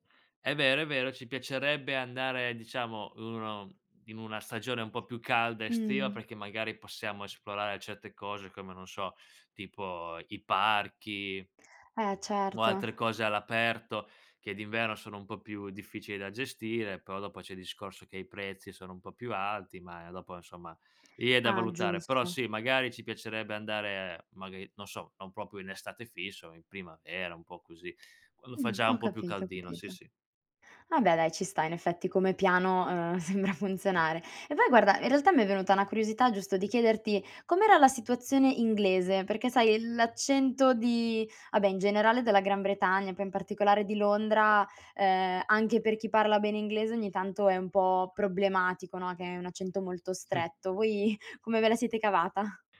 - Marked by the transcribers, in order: other background noise; "proprio" said as "propo"; tapping; laughing while speaking: "sembra"; laughing while speaking: "Voi"
- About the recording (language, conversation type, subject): Italian, podcast, C’è stato un viaggio che ti ha cambiato la prospettiva?